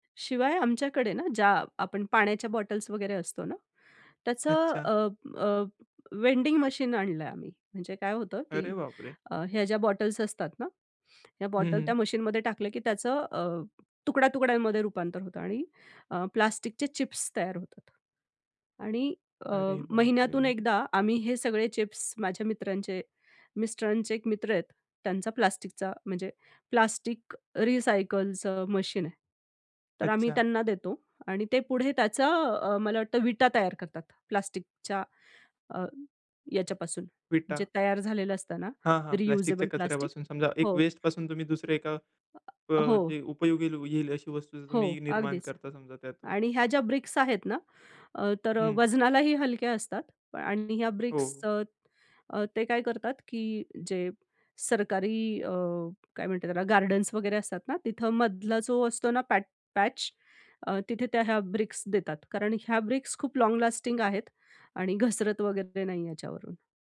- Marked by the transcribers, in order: surprised: "अरे बापरे!"; tapping; surprised: "अरे बापरे!"; other noise; in English: "ब्रिक्स"; in English: "ब्रिक्सच"; in English: "पॅट पॅच"; in English: "ब्रिक्स"; in English: "ब्रिक्स"; in English: "लाँग लास्टिंग"
- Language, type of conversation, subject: Marathi, podcast, कचरा कमी करण्यासाठी तुम्ही दररोज कोणते छोटे बदल करता?